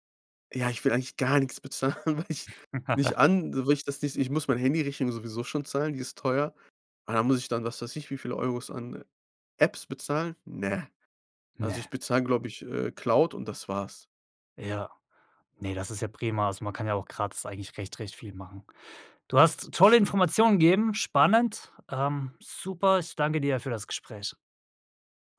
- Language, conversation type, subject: German, podcast, Welche Apps erleichtern dir wirklich den Alltag?
- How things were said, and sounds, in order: laughing while speaking: "bezahlen, weil ich"; chuckle